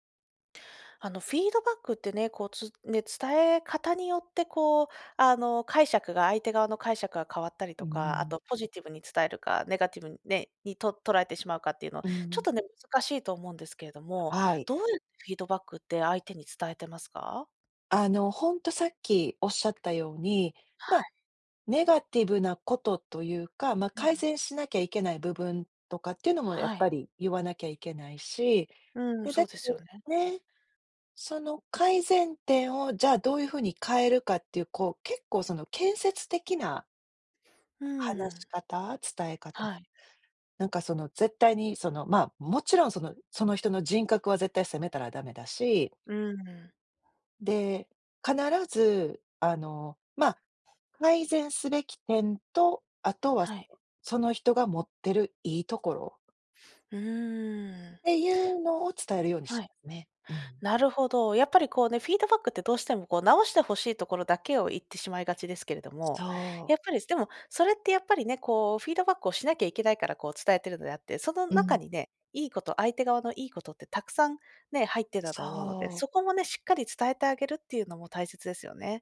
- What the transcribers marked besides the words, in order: other noise
- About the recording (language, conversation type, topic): Japanese, podcast, フィードバックはどのように伝えるのがよいですか？